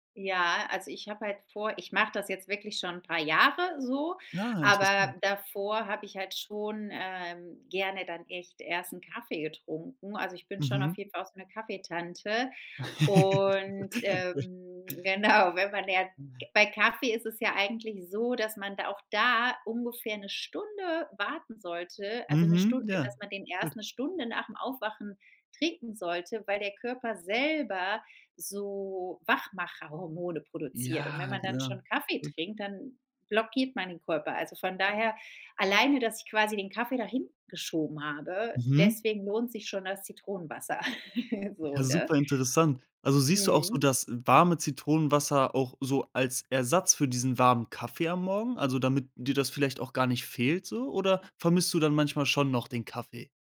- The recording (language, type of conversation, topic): German, podcast, Wie sieht dein Morgenritual an einem normalen Wochentag aus?
- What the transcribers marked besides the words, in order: chuckle; unintelligible speech; laughing while speaking: "genau"; unintelligible speech; chuckle